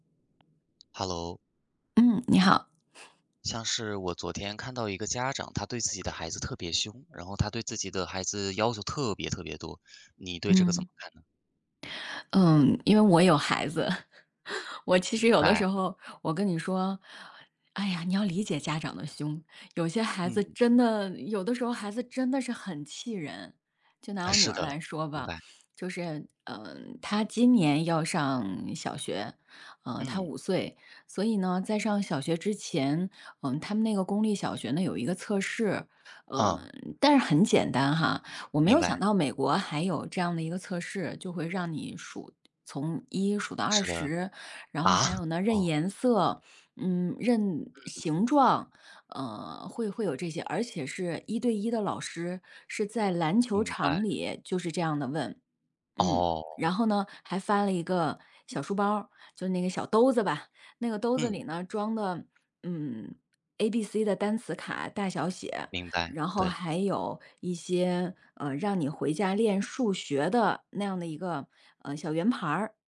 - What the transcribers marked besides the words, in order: chuckle
- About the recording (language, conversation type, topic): Chinese, unstructured, 家长应该干涉孩子的学习吗？
- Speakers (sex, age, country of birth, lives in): female, 40-44, China, United States; male, 18-19, China, United States